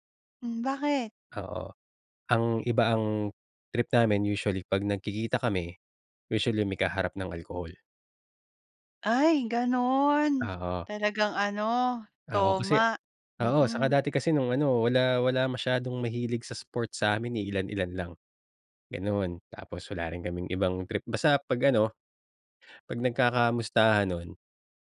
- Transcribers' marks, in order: drawn out: "gano'n"
- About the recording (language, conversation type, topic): Filipino, podcast, Paano mo pinagyayaman ang matagal na pagkakaibigan?